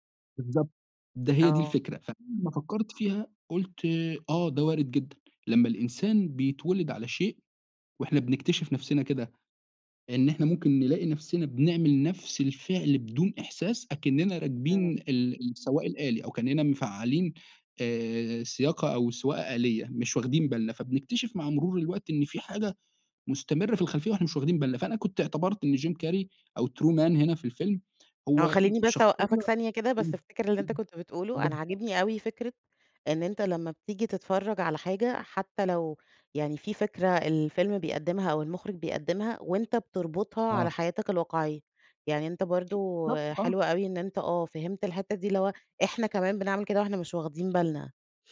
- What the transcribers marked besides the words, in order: in English: "True man"; other background noise
- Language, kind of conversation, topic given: Arabic, podcast, ما آخر فيلم أثّر فيك وليه؟